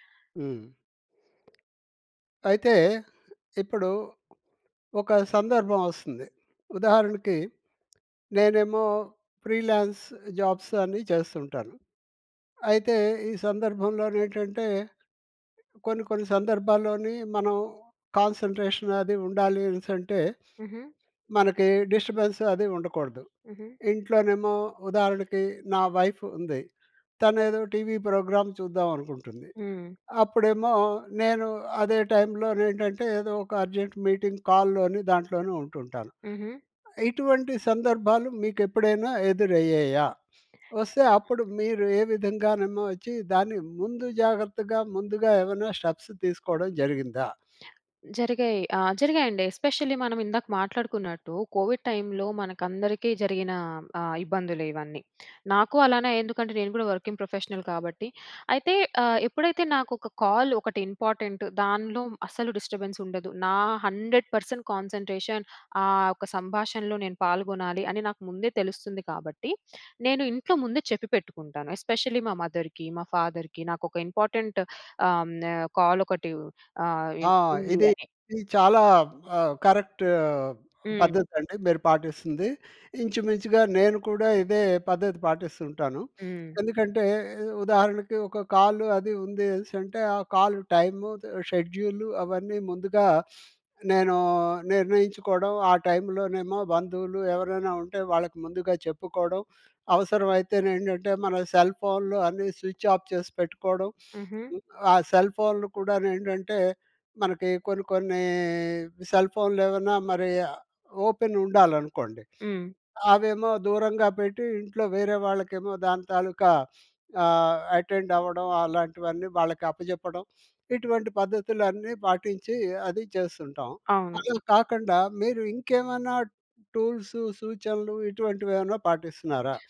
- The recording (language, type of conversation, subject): Telugu, podcast, మల్టీటాస్కింగ్ తగ్గించి ఫోకస్ పెంచేందుకు మీరు ఏ పద్ధతులు పాటిస్తారు?
- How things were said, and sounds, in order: other background noise; in English: "ఫ్రీలాన్స్ జాబ్స్"; in English: "కాన్సన్‌ట్రేషన్"; in English: "డిస్టర్బెన్స్"; in English: "వైఫ్"; in English: "ప్రోగ్రామ్"; in English: "అర్జెంట్ మీటింగ్ కాల్‌లోని"; in English: "స్టెప్స్"; in English: "ఎస్పెషల్లీ"; in English: "కోవిడ్"; in English: "వర్కింగ్ ప్రొఫెషనల్"; in English: "కాల్"; in English: "ఇంపార్టెంట్"; in English: "డిస్టర్బన్స్"; in English: "హండ్రెడ్ పర్సెంట్ కాన్సన్‌ట్రేషన్"; in English: "ఎస్పెషలీ"; in English: "మదర్‌కి"; in English: "ఫాదర్‌కి"; in English: "ఇంపార్టెంట్"; in English: "కాల్"; in English: "కరెక్ట్"; in English: "కాల్"; in English: "కాల్"; in English: "షెడ్యూల్"; in English: "స్విచ్ ఆఫ్"; in English: "ఓపెన్"; in English: "అటెండ్"; in English: "టూల్స్"